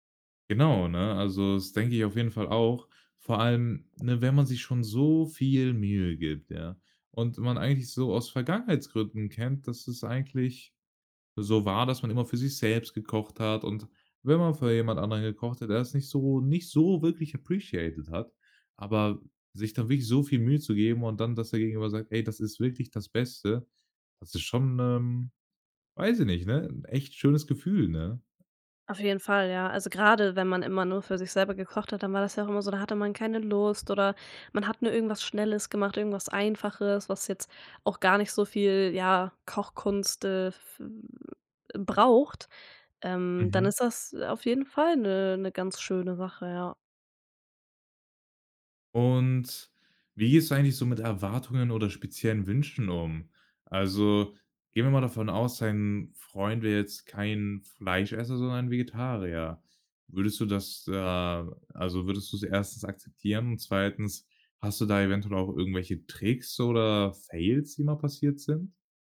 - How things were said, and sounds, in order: other background noise; stressed: "so viel Mühe"; stressed: "so"; in English: "appreciated"; in English: "Fails"
- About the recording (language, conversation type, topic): German, podcast, Was begeistert dich am Kochen für andere Menschen?